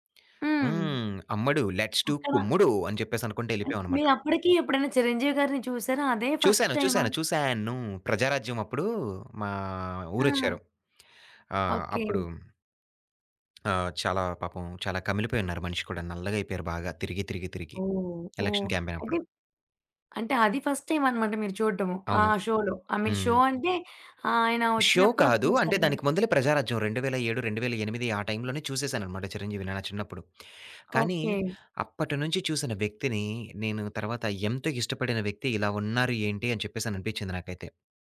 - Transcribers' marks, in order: in English: "లెట్స్‌డూ"; in English: "ఫస్ట్"; tapping; in English: "ఎలక్షన్"; in English: "ఫస్ట్ టైమ్"; in English: "షోలో, ఐ మీన్ షో"; in English: "షో"; other background noise
- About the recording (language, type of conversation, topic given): Telugu, podcast, ప్రత్యక్ష కార్యక్రమానికి వెళ్లేందుకు మీరు చేసిన ప్రయాణం గురించి ఒక కథ చెప్పగలరా?